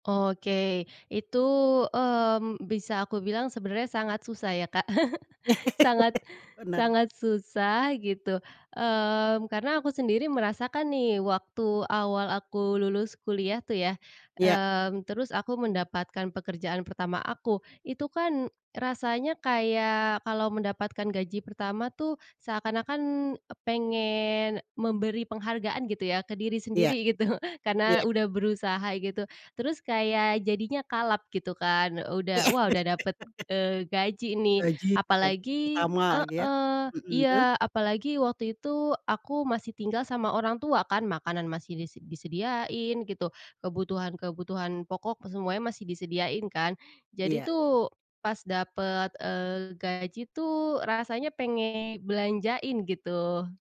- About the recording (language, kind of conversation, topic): Indonesian, podcast, Bagaimana caramu menahan godaan belanja impulsif demi menambah tabungan?
- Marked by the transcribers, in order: laugh; chuckle; laugh; other background noise; unintelligible speech